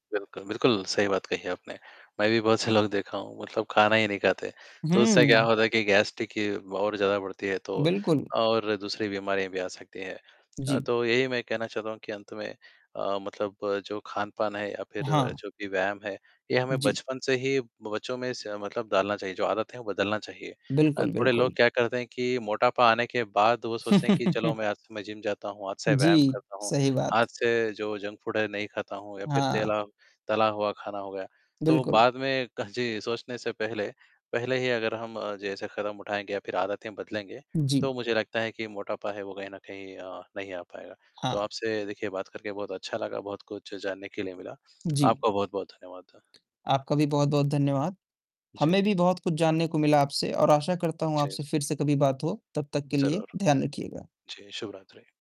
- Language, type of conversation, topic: Hindi, unstructured, क्या मोटापा आज के समय की सबसे बड़ी स्वास्थ्य चुनौती है?
- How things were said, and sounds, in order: laughing while speaking: "से"; distorted speech; other background noise; chuckle; in English: "जंक फ़ूड"; tapping